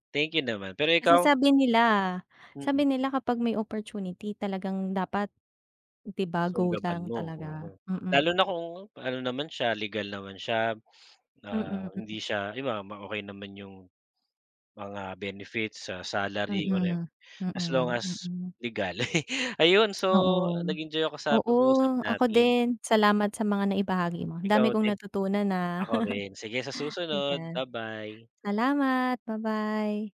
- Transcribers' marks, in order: chuckle; tapping; laugh
- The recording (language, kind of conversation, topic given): Filipino, unstructured, Anu-ano ang mga hindi mo inaasahang kasanayang natutunan mo mula sa iyong hilig?